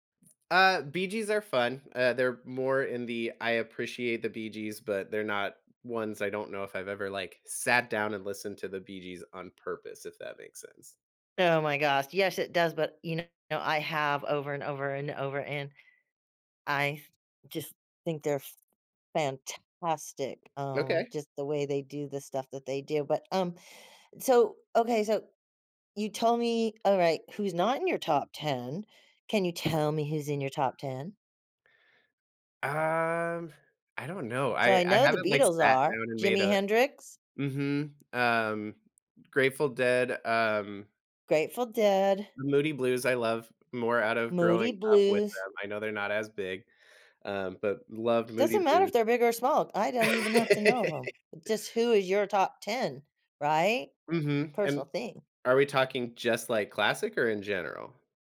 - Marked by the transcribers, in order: other background noise; tapping; laugh
- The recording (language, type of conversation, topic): English, unstructured, Do you enjoy listening to music more or playing an instrument?
- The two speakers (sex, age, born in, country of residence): female, 60-64, United States, United States; male, 35-39, United States, United States